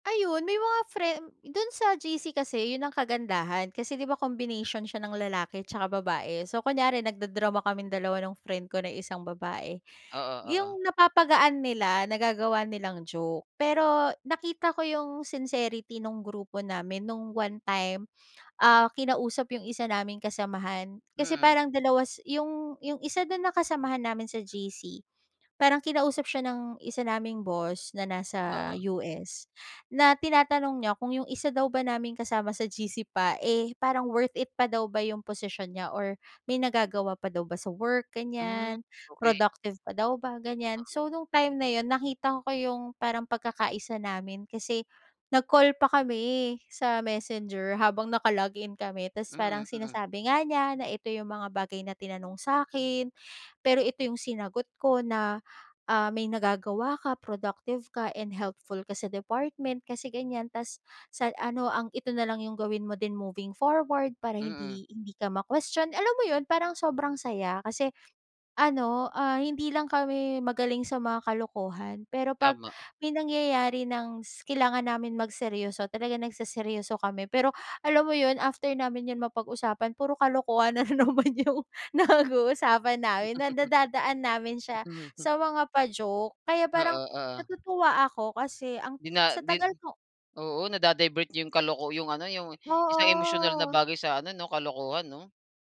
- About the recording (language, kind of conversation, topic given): Filipino, podcast, Ano ang masasabi mo tungkol sa epekto ng mga panggrupong usapan at pakikipag-chat sa paggamit mo ng oras?
- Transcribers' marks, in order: gasp; in English: "sincerity"; gasp; gasp; laughing while speaking: "na naman 'yong nag-uusapan namin"; sniff; in English: "nada-divert"